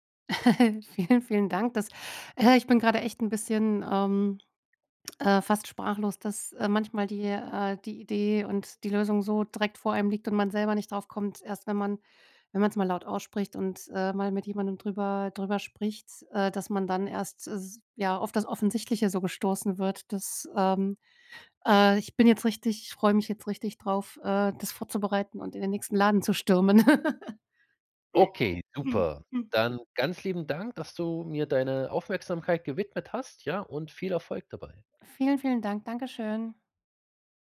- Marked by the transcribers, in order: chuckle; laughing while speaking: "Vielen"; chuckle
- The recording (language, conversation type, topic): German, advice, Wie finde ich bei so vielen Kaufoptionen das richtige Produkt?